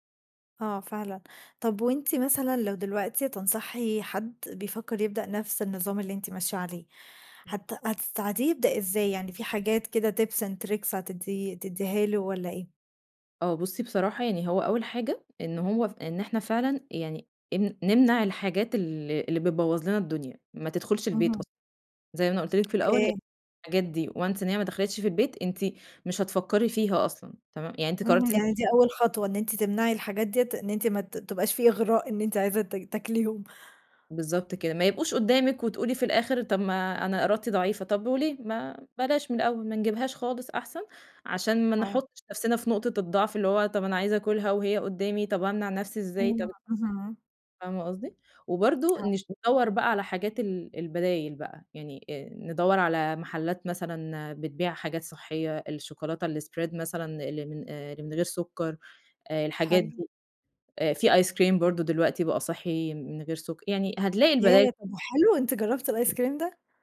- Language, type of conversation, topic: Arabic, podcast, إزاي تجهّز أكل صحي بسرعة في البيت؟
- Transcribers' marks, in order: in English: "Tips and Tricks"; in English: "Once"; other background noise; in English: "الSpread"; in English: "Ice Cream"; in English: "الIce Cream"